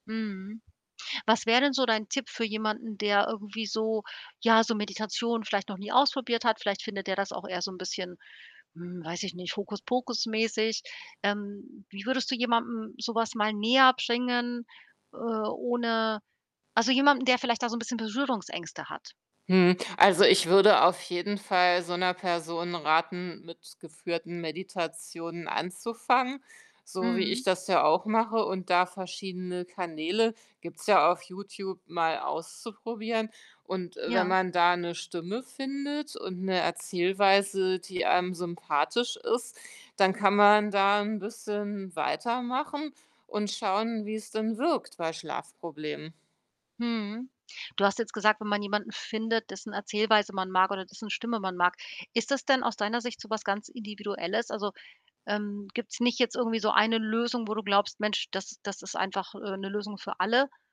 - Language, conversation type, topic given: German, podcast, Wie kann Achtsamkeit bei Schlafproblemen helfen, deiner Erfahrung nach?
- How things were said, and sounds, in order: static; other background noise